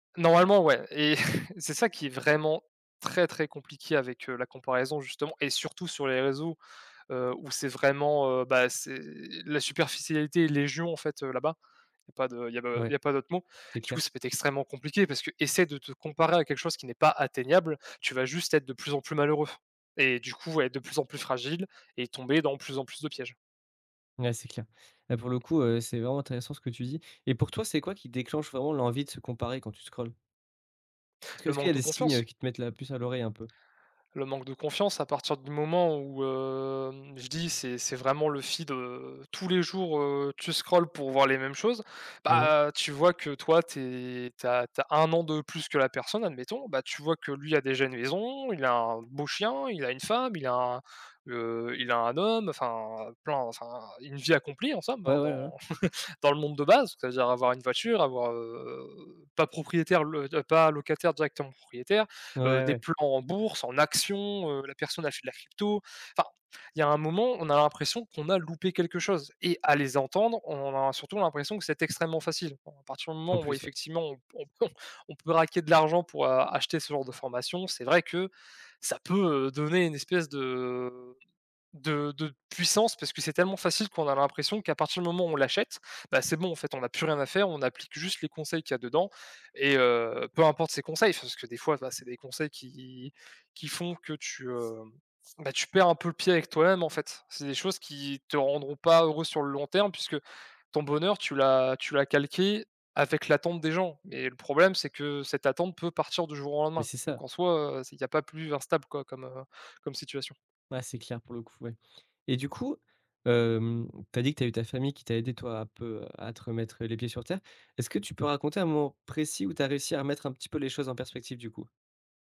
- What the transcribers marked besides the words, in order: chuckle; stressed: "vraiment"; other background noise; stressed: "pas"; drawn out: "hem"; tapping; chuckle; drawn out: "heu"; laughing while speaking: "on"; stressed: "puissance"
- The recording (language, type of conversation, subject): French, podcast, Comment fais-tu pour éviter de te comparer aux autres sur les réseaux sociaux ?